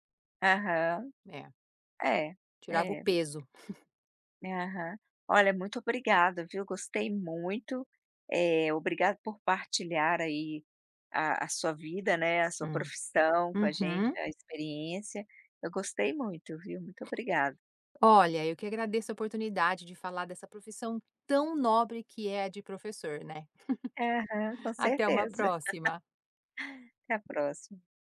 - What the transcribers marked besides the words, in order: chuckle; other background noise; stressed: "tão"; laugh; tapping
- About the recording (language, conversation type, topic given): Portuguese, podcast, O que te dá orgulho na sua profissão?